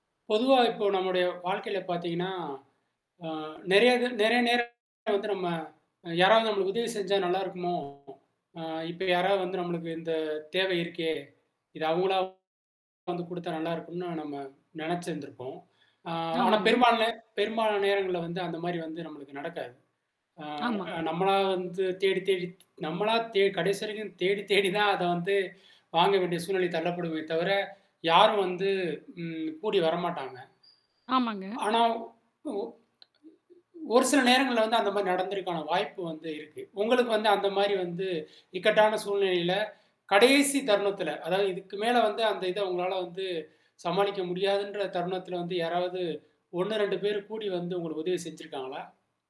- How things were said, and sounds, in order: static; distorted speech; tapping; mechanical hum; "நடந்திருக்க" said as "நடந்திருக்கான"
- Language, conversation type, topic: Tamil, podcast, கடைசி நேரத்தில் அனைவரும் சேர்ந்து உதவிய ஒரு சம்பவம் என்ன?